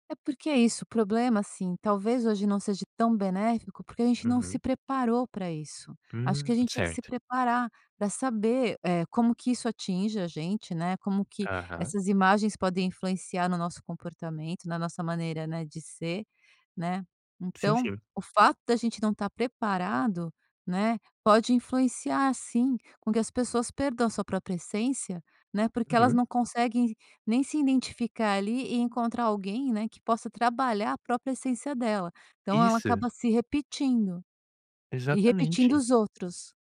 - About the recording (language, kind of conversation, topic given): Portuguese, podcast, Como mudar sem perder sua essência?
- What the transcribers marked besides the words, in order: "seja" said as "seje"; "percam" said as "perdam"; "identificar" said as "indentificar"